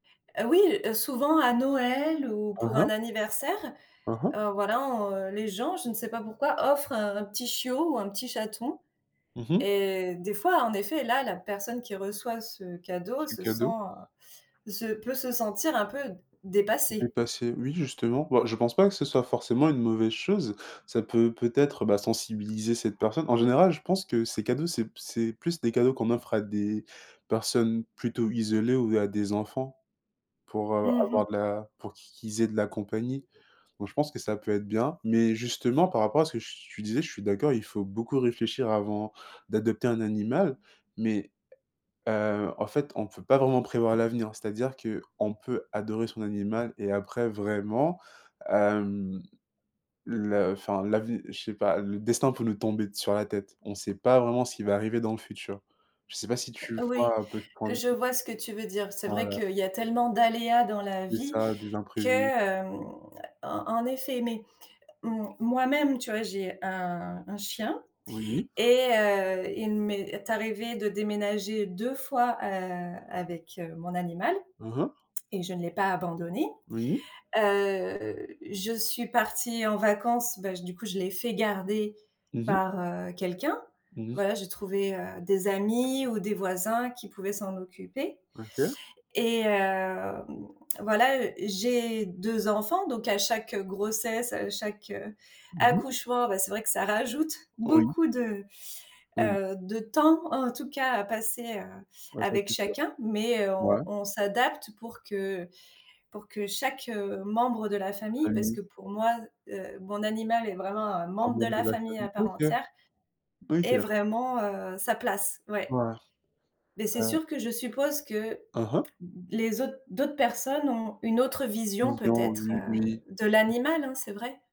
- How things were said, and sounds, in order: other background noise; tapping; drawn out: "hem"
- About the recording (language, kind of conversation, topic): French, unstructured, Quel est ton avis sur les animaux abandonnés dans les rues ?